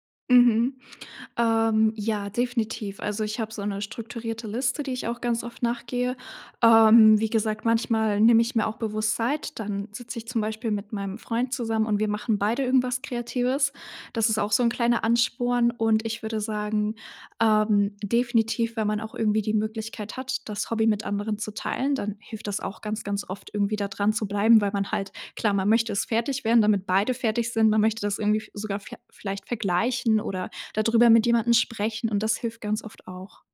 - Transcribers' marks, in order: none
- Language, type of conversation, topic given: German, podcast, Wie stärkst du deine kreative Routine im Alltag?